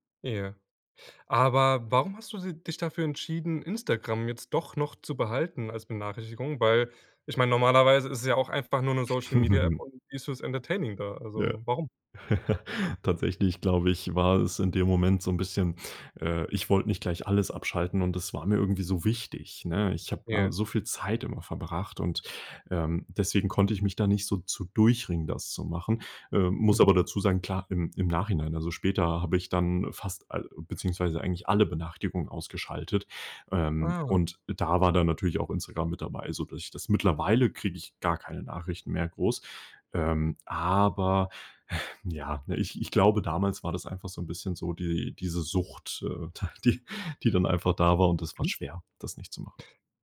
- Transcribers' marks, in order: chuckle; laugh; other noise; laughing while speaking: "ta die"
- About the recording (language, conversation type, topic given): German, podcast, Wie gehst du mit ständigen Benachrichtigungen um?